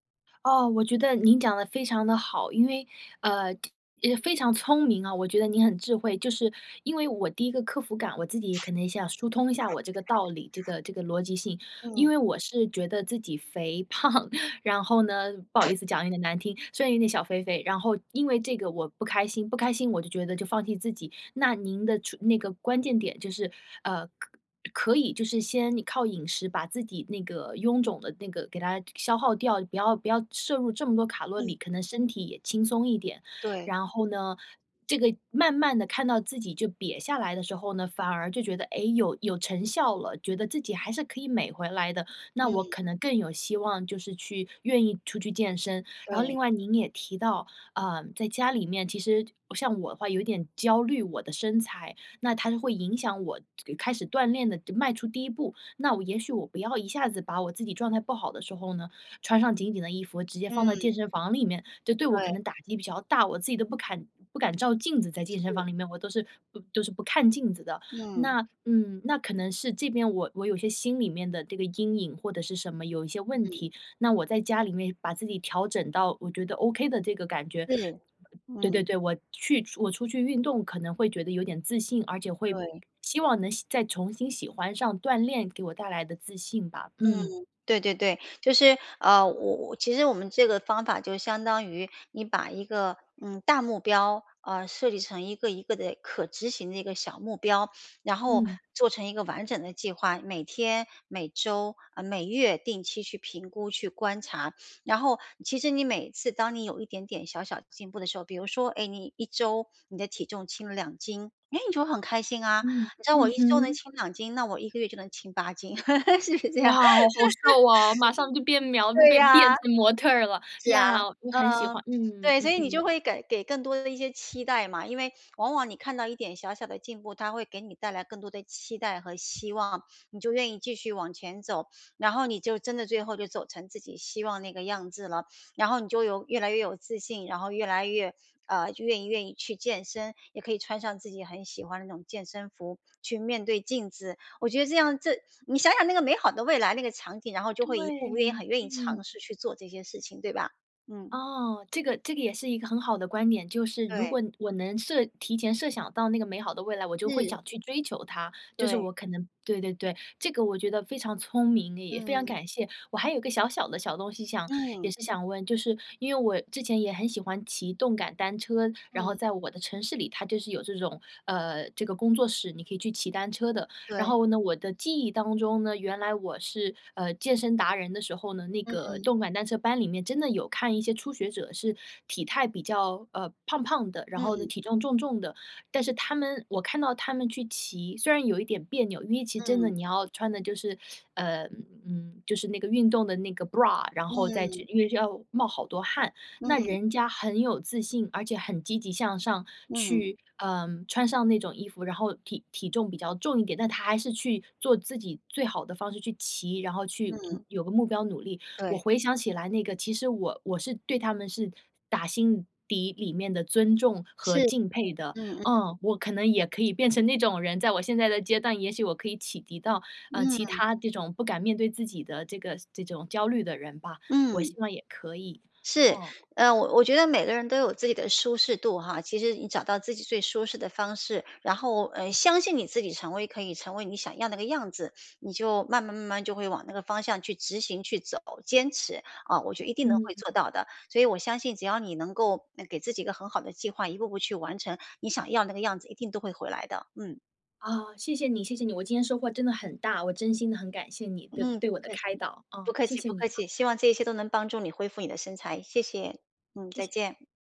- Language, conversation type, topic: Chinese, advice, 我该如何克服开始锻炼时的焦虑？
- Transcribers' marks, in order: other noise; other background noise; laughing while speaking: "胖"; chuckle; laugh; anticipating: "哇，好 好瘦啊，马上就变苗 变 变成模特儿啦，呀，我很喜欢"; laughing while speaking: "是不是这样"; laugh; in English: "bra"